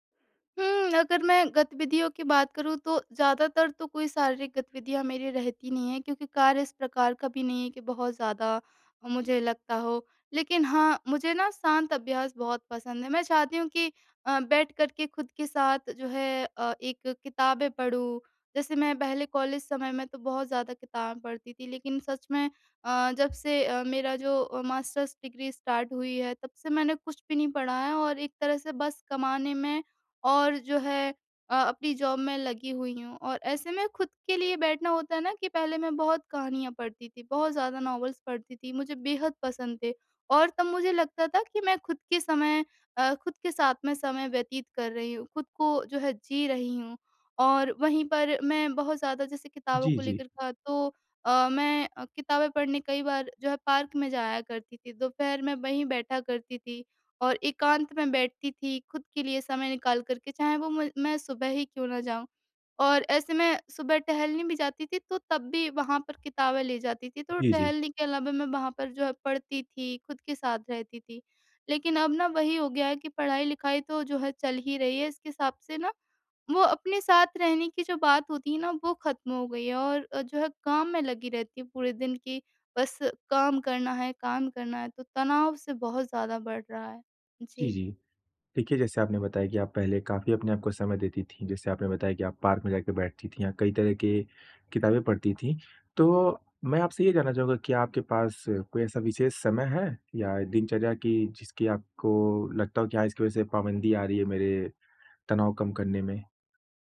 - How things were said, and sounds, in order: tapping; in English: "मास्टर्स डिग्री स्टार्ट"; in English: "जॉब"; in English: "नॉवेल्स"
- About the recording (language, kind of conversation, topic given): Hindi, advice, तनाव कम करने के लिए रोज़मर्रा की खुद-देखभाल में कौन-से सरल तरीके अपनाए जा सकते हैं?